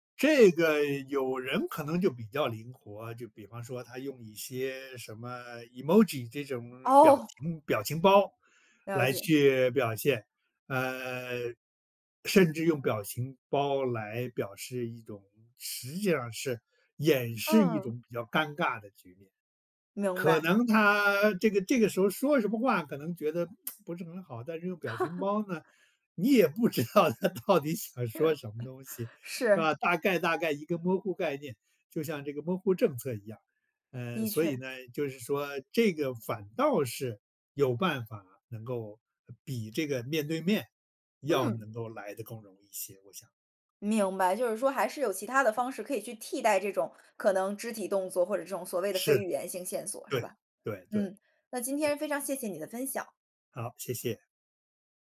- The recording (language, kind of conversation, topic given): Chinese, podcast, 你如何在对话中创造信任感？
- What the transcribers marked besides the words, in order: in English: "Emoji"; lip smack; laugh; laughing while speaking: "不知道他到底想说什么"; laugh; "模糊" said as "摸呼"; "模糊" said as "摸呼"